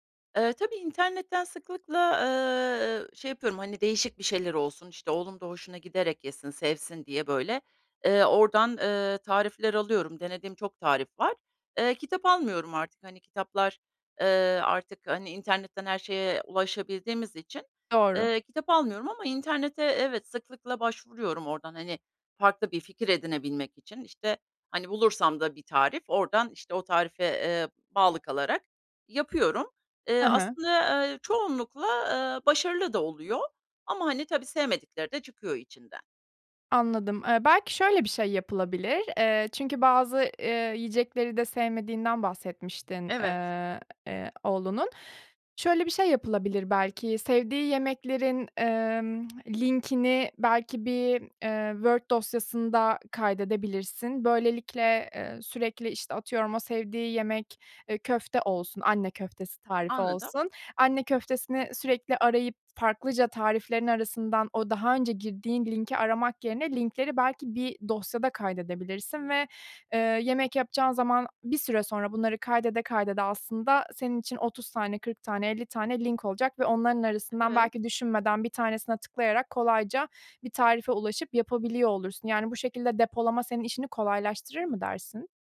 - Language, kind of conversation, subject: Turkish, advice, Motivasyon eksikliğiyle başa çıkıp sağlıklı beslenmek için yemek hazırlamayı nasıl planlayabilirim?
- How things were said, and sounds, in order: tsk